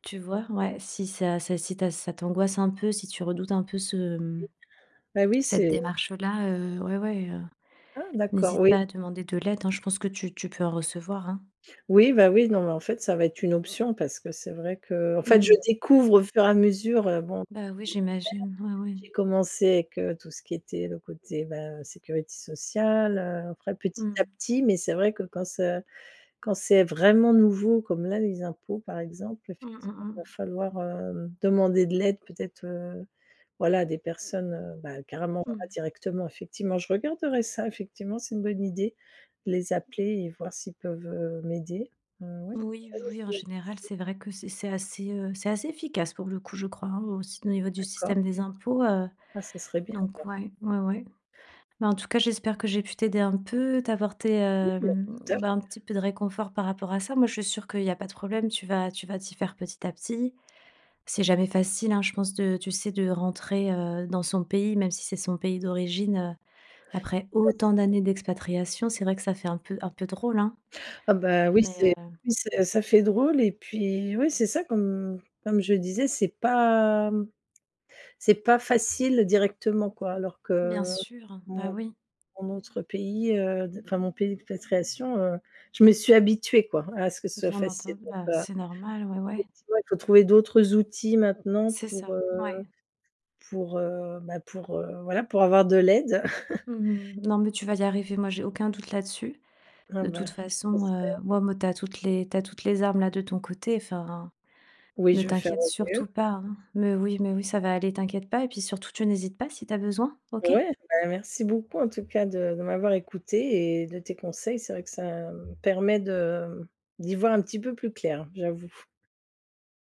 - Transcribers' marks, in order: unintelligible speech; chuckle; tapping
- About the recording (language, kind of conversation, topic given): French, advice, Comment décririez-vous votre frustration face à la paperasserie et aux démarches administratives ?